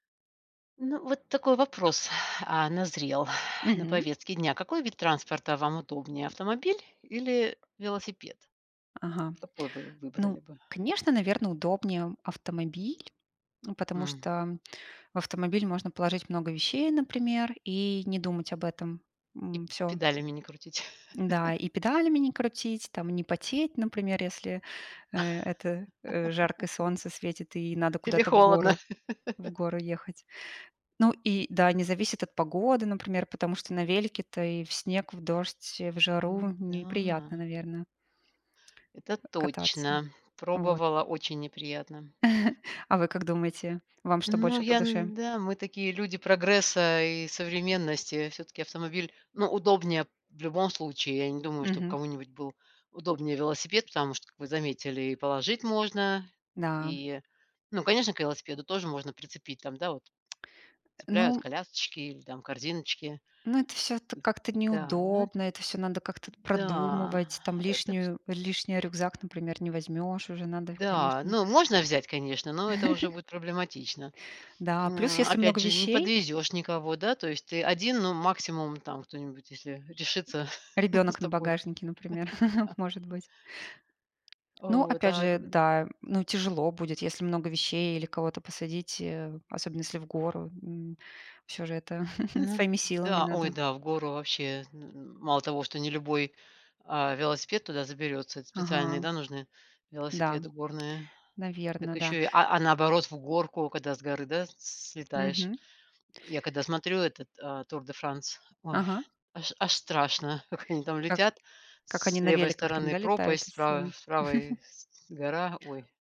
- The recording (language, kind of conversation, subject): Russian, unstructured, Какой вид транспорта вам удобнее: автомобиль или велосипед?
- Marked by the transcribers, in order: blowing; chuckle; laugh; laugh; lip smack; chuckle; lip smack; other background noise; tapping; chuckle; chuckle; laugh; chuckle; chuckle